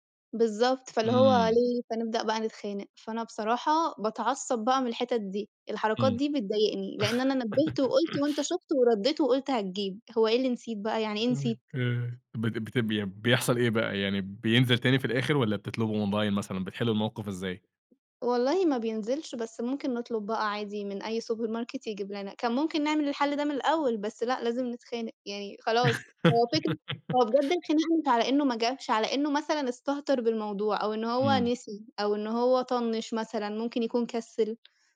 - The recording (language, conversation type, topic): Arabic, podcast, إزاي بتتعاملوا عادةً مع الخلافات في البيت؟
- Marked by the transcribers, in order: giggle; unintelligible speech; tapping; in English: "online"; in English: "supermarket"; giggle